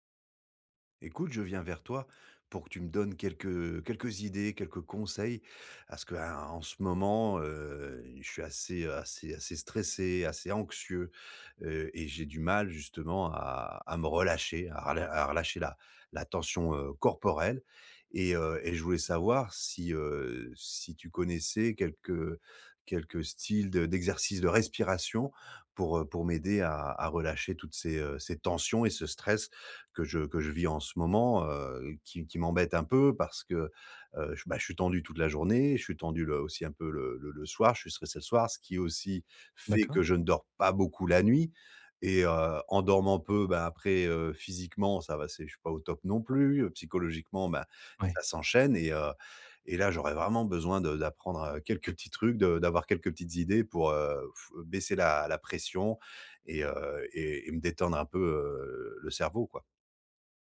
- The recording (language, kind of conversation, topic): French, advice, Comment la respiration peut-elle m’aider à relâcher la tension corporelle ?
- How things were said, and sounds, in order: stressed: "respiration"; laughing while speaking: "quelques petits"